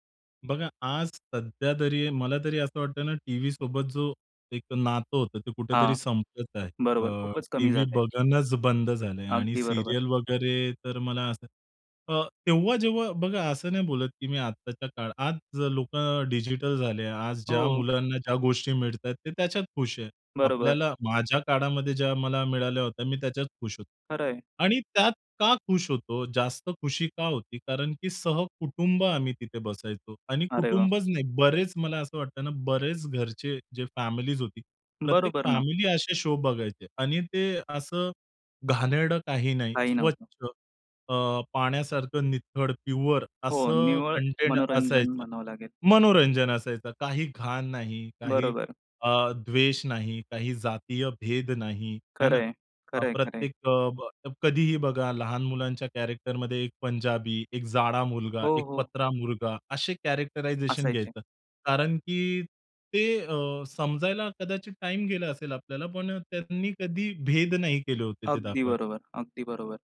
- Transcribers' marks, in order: in English: "सीरियल"; in English: "शो"; in English: "कॅरेक्टरमध्ये"; in English: "कॅरेक्टरायझेशन"
- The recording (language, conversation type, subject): Marathi, podcast, लहानपणी तुमचा आवडता दूरदर्शनवरील कार्यक्रम कोणता होता?